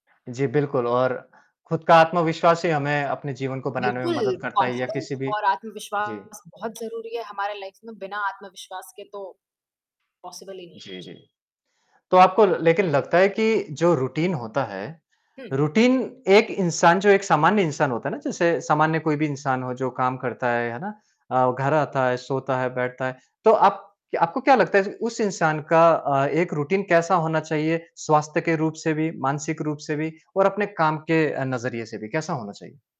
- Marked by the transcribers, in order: distorted speech; in English: "कॉन्फिडेंस"; mechanical hum; in English: "लाइफ़"; in English: "पॉसिबल"; horn; in English: "रूटीन"; in English: "रूटीन"; in English: "रूटीन"
- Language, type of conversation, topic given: Hindi, podcast, आपकी रोज़ की रचनात्मक दिनचर्या कैसी होती है?